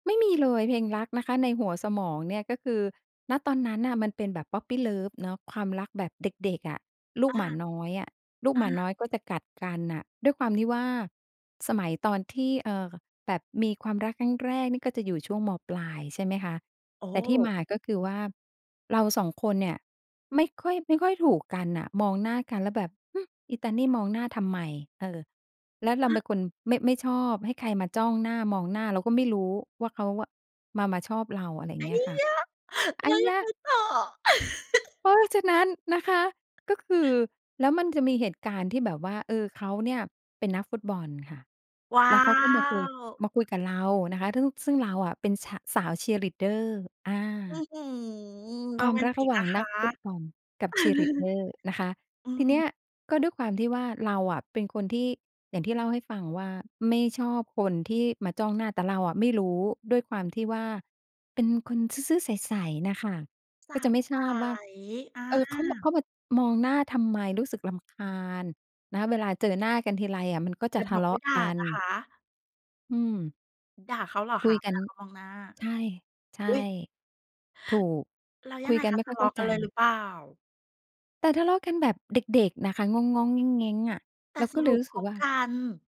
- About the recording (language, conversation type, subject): Thai, podcast, เพลงไหนที่พอฟังแล้วทำให้คุณนึกถึงความทรงจำวัยเด็กได้ชัดเจนที่สุด?
- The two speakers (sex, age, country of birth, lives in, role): female, 50-54, Thailand, Thailand, guest; female, 55-59, Thailand, Thailand, host
- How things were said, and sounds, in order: in English: "puppy love"; laugh; other background noise; chuckle